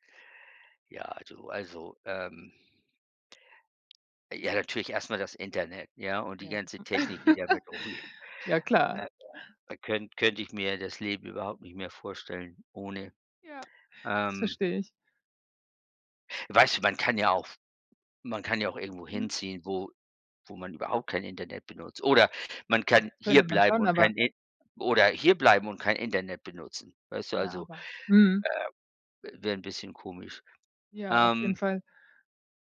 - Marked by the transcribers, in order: laugh
- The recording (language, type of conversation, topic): German, unstructured, Welche Erfindung würdest du am wenigsten missen wollen?